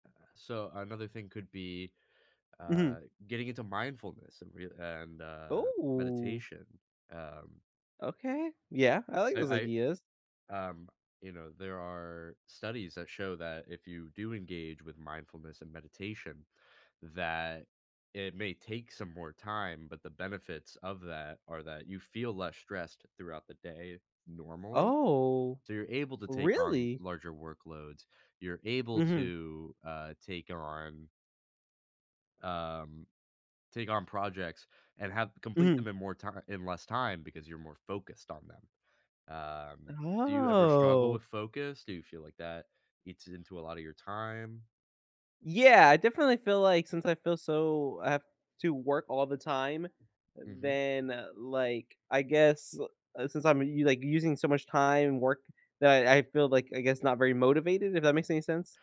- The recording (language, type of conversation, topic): English, advice, How can I manage stress while balancing work and home responsibilities?
- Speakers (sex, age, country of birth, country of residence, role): male, 20-24, United States, United States, user; male, 25-29, United States, United States, advisor
- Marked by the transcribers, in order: drawn out: "Oh"; drawn out: "Oh"; other background noise